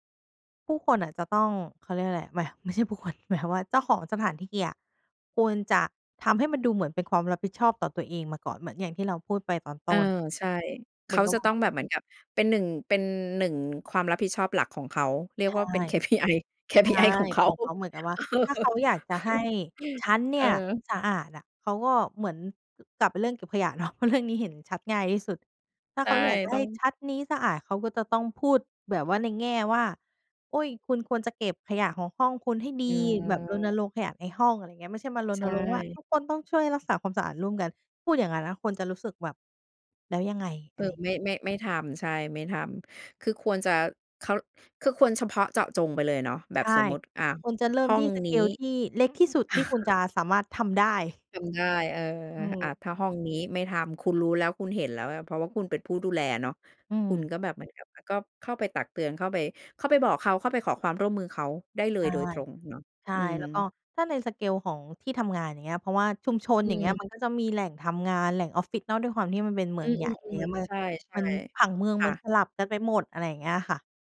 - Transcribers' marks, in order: laughing while speaking: "KPI KPI ของเขา เออ"; laughing while speaking: "เนาะ เพราะเรื่องนี้"; in English: "สเกล"; chuckle; in English: "สเกล"
- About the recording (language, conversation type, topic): Thai, podcast, คุณคิดว่า “ความรับผิดชอบร่วมกัน” ในชุมชนหมายถึงอะไร?